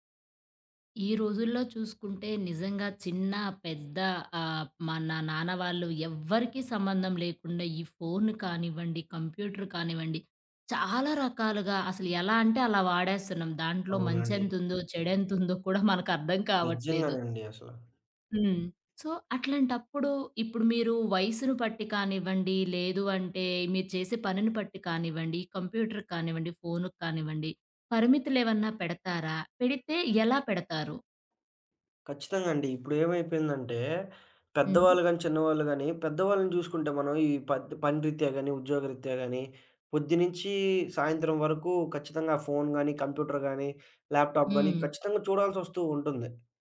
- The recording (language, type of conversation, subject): Telugu, podcast, కంప్యూటర్, ఫోన్ వాడకంపై పరిమితులు ఎలా పెట్టాలి?
- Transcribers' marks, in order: in English: "సో"; other background noise; in English: "ల్యాప్‌టాప్"